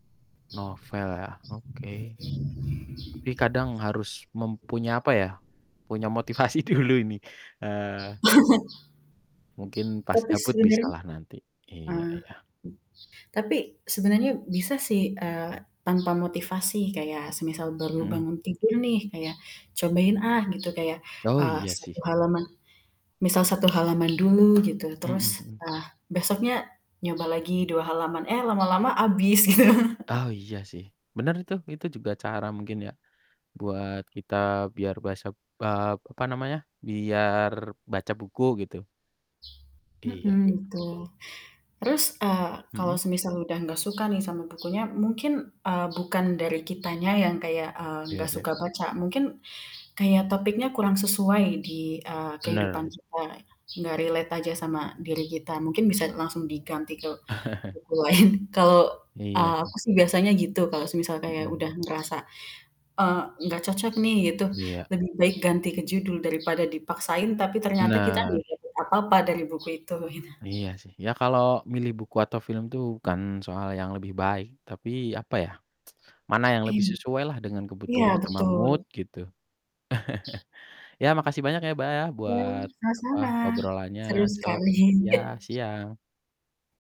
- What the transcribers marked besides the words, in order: other background noise; static; other street noise; laughing while speaking: "dulu"; chuckle; laughing while speaking: "gitu"; in English: "relate"; laughing while speaking: "lain"; chuckle; distorted speech; laughing while speaking: "gitu"; tsk; in English: "mood"; chuckle; chuckle
- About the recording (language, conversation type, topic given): Indonesian, unstructured, Di antara membaca buku dan menonton film, mana yang lebih Anda sukai?
- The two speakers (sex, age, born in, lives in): female, 20-24, Indonesia, Indonesia; male, 25-29, Indonesia, Indonesia